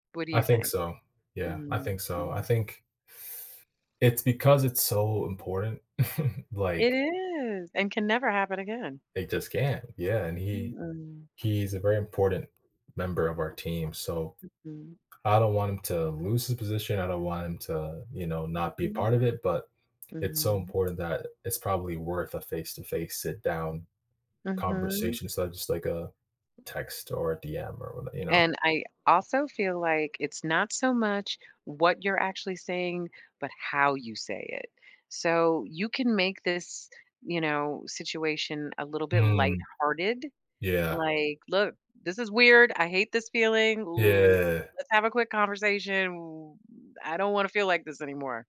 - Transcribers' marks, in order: chuckle; drawn out: "is"; other background noise; tapping
- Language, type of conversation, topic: English, advice, How do I tell a close friend I feel let down?